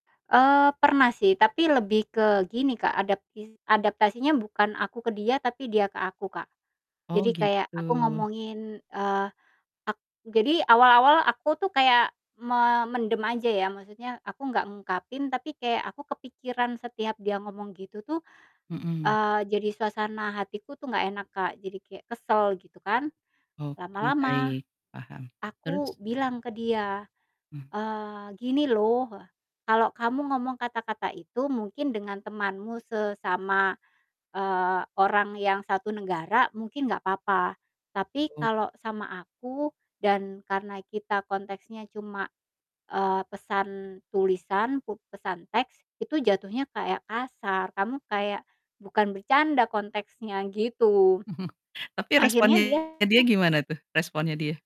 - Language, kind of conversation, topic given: Indonesian, podcast, Kamu lebih suka chat singkat atau ngobrol panjang, dan kenapa?
- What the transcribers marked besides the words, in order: chuckle; distorted speech